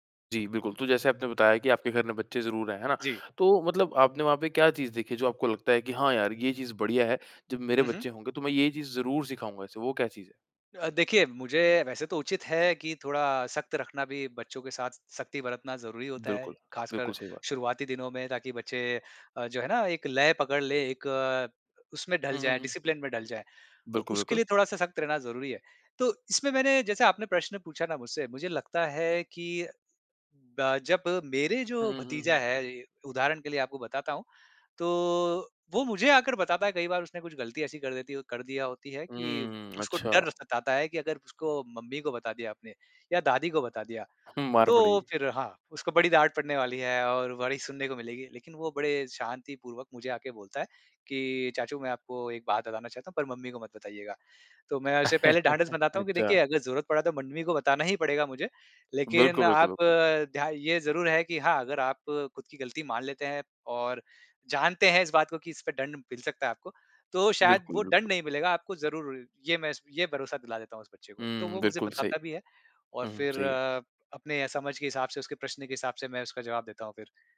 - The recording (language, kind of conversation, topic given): Hindi, podcast, पेरेंटिंग में आपकी सबसे बड़ी सीख क्या रही?
- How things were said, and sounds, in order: in English: "डिसिप्लिन"; chuckle